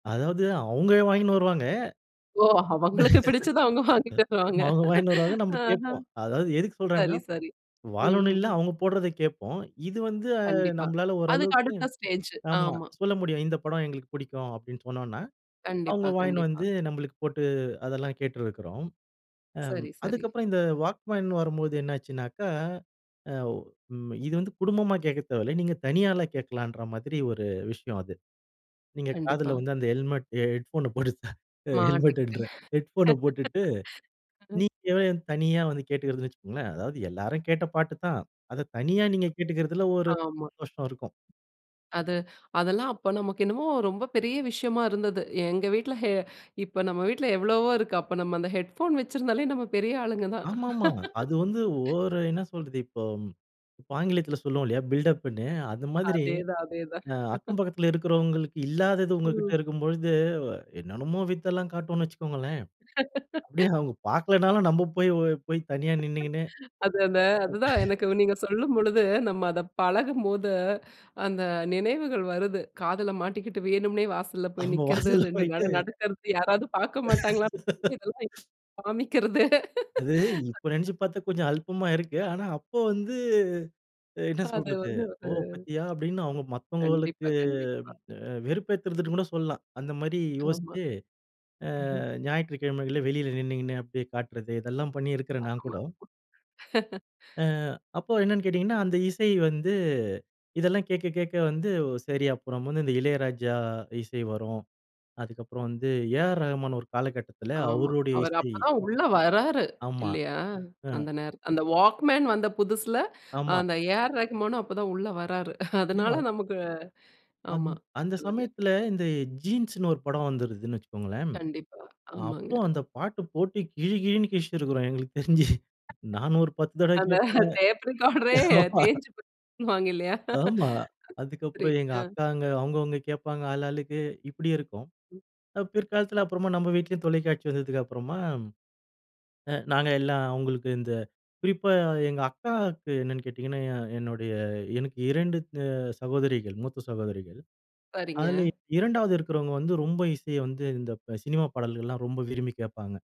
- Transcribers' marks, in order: laugh; laughing while speaking: "ஓ! அவங்களுக்கு பிடிச்சது அவங்க வாங்கிட்டு வருவாங்க"; in English: "ஸ்டேஜ்"; in English: "வாக்மேன்"; in English: "ஹெட் ஃபோன"; laughing while speaking: "போட்டு, ஹெல்மெட்டுன்றேன்"; in English: "ஹெட் ஃபோன"; laugh; other background noise; in English: "ஹெட்ஃபோன்"; laugh; other noise; laugh; laugh; laugh; laughing while speaking: "அவங்க வாசல்ல போயிட்டு"; laugh; unintelligible speech; laughing while speaking: "இதெல்லாம் எப்படி காமிக்கிறது?"; chuckle; laugh; in English: "வாக்மேன்"; chuckle; laughing while speaking: "எங்களுக்கு தெரிஞ்சு"; laughing while speaking: "அந்த டேப் ரெக்கார்டரே தேஞ்சு போயிடும்பாங்க இல்லையா?"; in English: "டேப் ரெக்கார்டரே"; laughing while speaking: "ஆமா"
- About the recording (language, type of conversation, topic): Tamil, podcast, இசையை நீங்கள் எப்படி கண்டுபிடிக்கத் தொடங்கினீர்கள்?